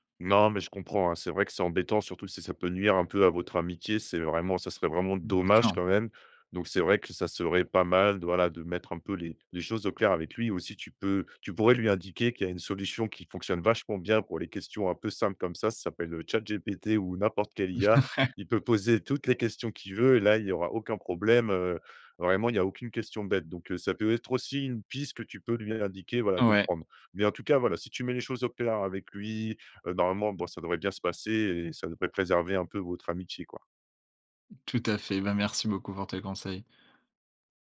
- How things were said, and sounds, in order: stressed: "dommage"; laughing while speaking: "Ouais"
- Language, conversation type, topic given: French, advice, Comment poser des limites à un ami qui te demande trop de temps ?